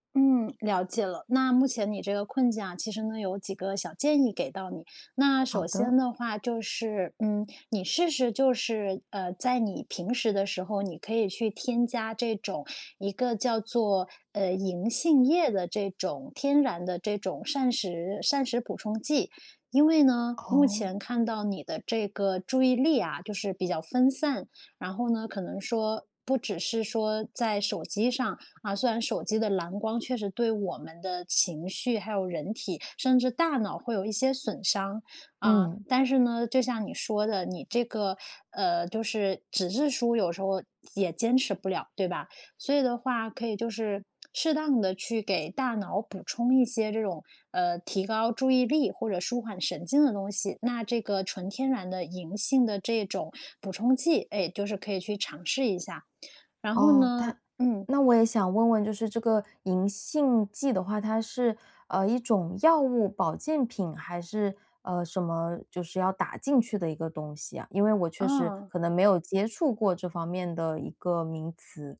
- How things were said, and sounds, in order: none
- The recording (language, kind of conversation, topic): Chinese, advice, 读书时总是注意力分散，怎样才能专心读书？